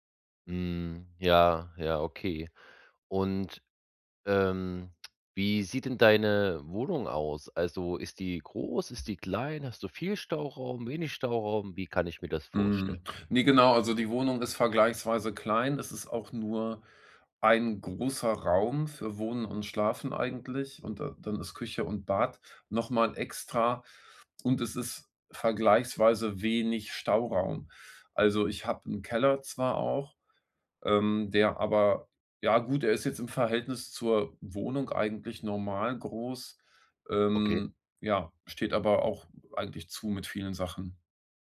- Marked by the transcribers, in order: none
- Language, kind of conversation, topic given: German, advice, Wie kann ich meine Habseligkeiten besser ordnen und loslassen, um mehr Platz und Klarheit zu schaffen?